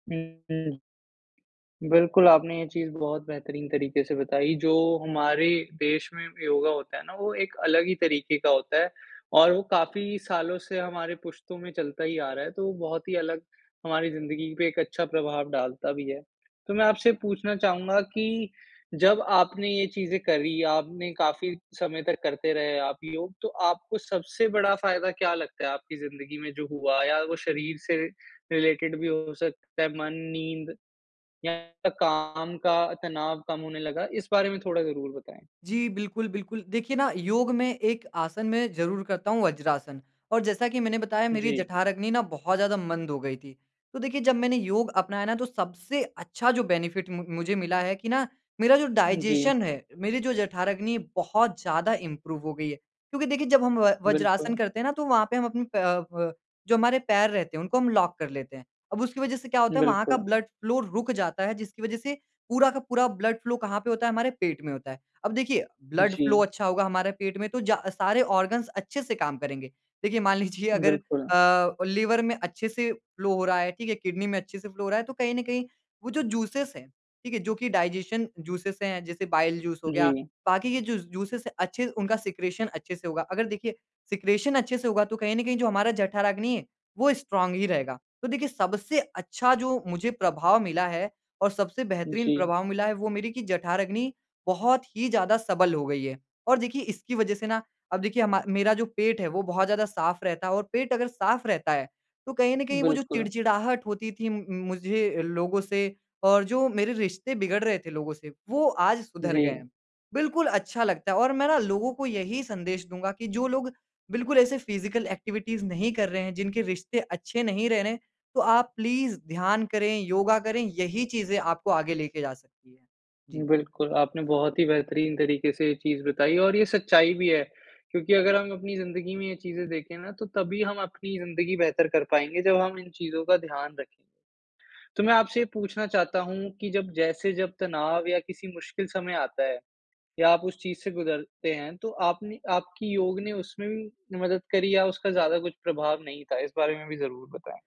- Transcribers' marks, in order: unintelligible speech; in English: "रिलेटेड"; in English: "बेनिफ़िट"; in English: "डाइज़ेशन"; in English: "इंप्रूव"; in English: "लॉक"; in English: "ब्लड फ़्लो"; in English: "ब्लड फ़्लो"; in English: "ब्लड फ़्लो"; in English: "ऑर्गन्स"; in English: "लिवर"; in English: "फ़्लो"; in English: "किडनी"; in English: "फ़्लो"; in English: "जूसेज़"; in English: "डाइजेशन जूसेज़"; in English: "बाइल जूस"; in English: "जूसेज़"; in English: "सिक्रेशन"; in English: "सिक्रेशन"; in English: "फिज़िकल एक्टिविटीज़"; other background noise; in English: "प्लीज़"
- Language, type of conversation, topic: Hindi, podcast, योग ने आपके रोज़मर्रा के जीवन पर क्या असर डाला है?